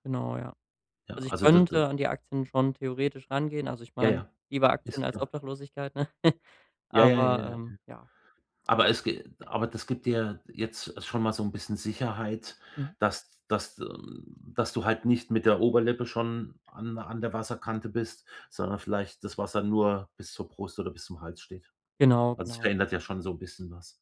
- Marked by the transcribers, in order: chuckle; other noise
- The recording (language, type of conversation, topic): German, advice, Wie kann ich finanzielle Sicherheit erreichen, ohne meine berufliche Erfüllung zu verlieren?